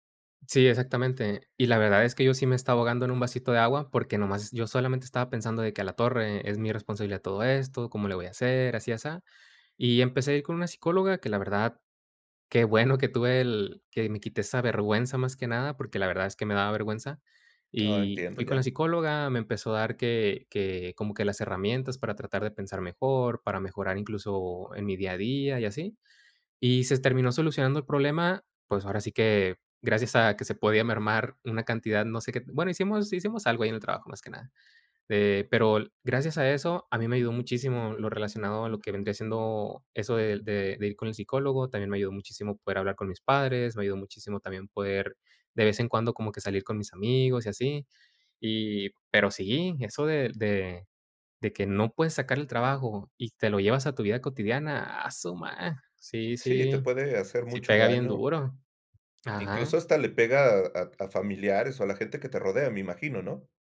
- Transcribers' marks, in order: none
- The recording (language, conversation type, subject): Spanish, podcast, ¿Qué haces para desconectarte del trabajo al terminar el día?